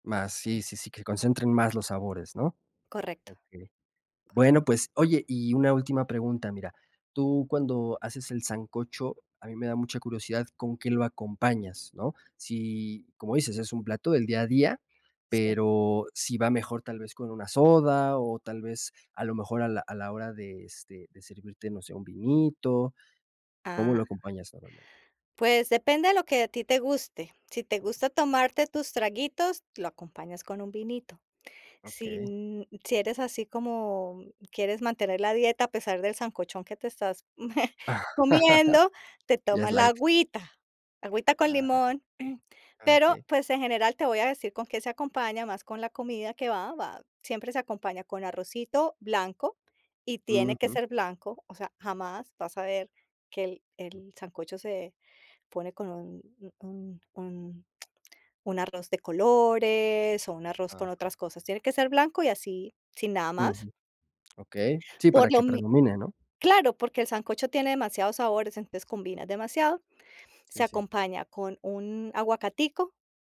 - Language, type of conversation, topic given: Spanish, podcast, ¿Cuál es tu plato casero favorito y por qué?
- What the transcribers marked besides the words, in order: tapping; unintelligible speech; chuckle; other noise; other background noise